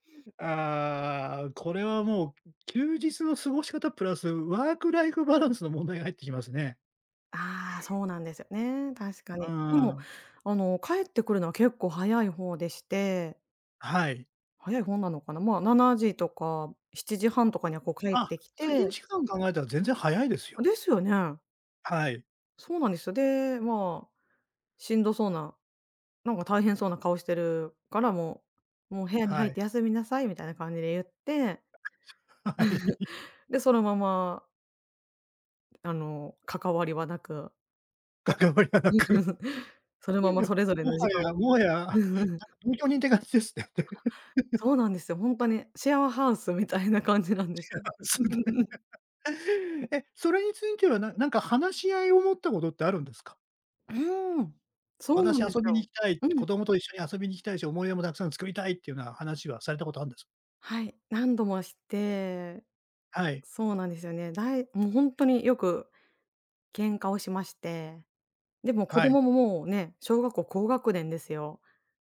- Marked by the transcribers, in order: other noise; laughing while speaking: "はい"; chuckle; laughing while speaking: "関わりはなく。いや いや … て感じですね"; laugh; laugh; laugh; laughing while speaking: "みたいな感じなんですよ"; laughing while speaking: "シェアハウスね"; chuckle
- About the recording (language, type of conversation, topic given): Japanese, advice, 年中行事や祝日の過ごし方をめぐって家族と意見が衝突したとき、どうすればよいですか？